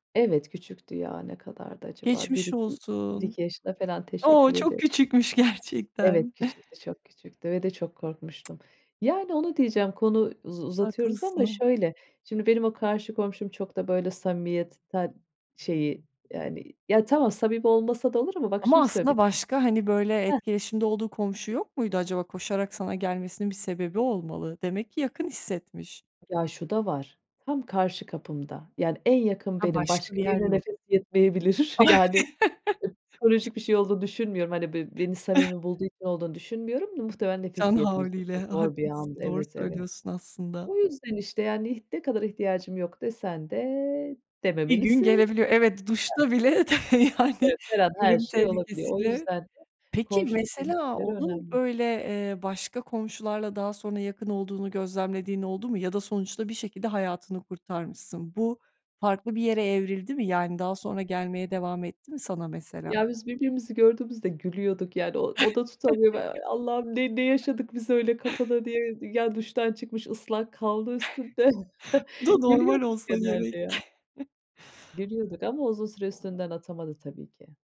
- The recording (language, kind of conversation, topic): Turkish, podcast, Komşuluk ilişkileri kültürünüzde nasıl bir yer tutuyor?
- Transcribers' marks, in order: laughing while speaking: "gerçekten"; other background noise; tsk; tapping; laughing while speaking: "yetmeyebilir"; laughing while speaking: "Ah"; chuckle; giggle; laughing while speaking: "tabii, yani ölüm tehlikesiyle"; chuckle; giggle; giggle; chuckle